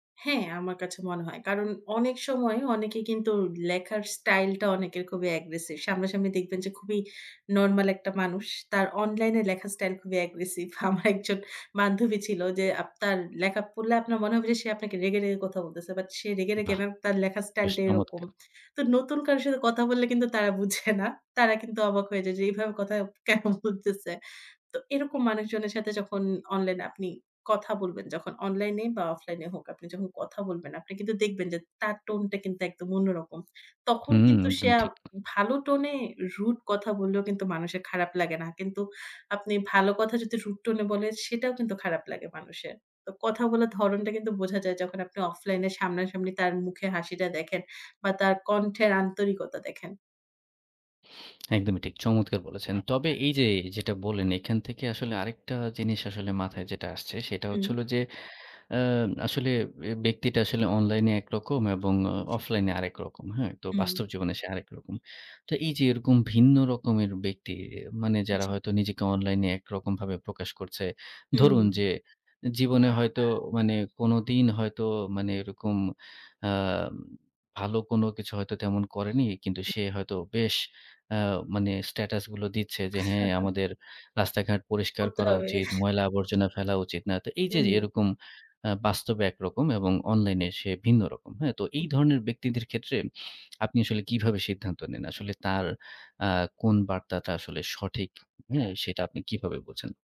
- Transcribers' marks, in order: tapping; other background noise; chuckle
- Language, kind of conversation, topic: Bengali, podcast, অনলাইনে ভুল বোঝাবুঝি হলে তুমি কী করো?
- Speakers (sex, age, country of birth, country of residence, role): female, 25-29, Bangladesh, Finland, guest; male, 30-34, Bangladesh, Bangladesh, host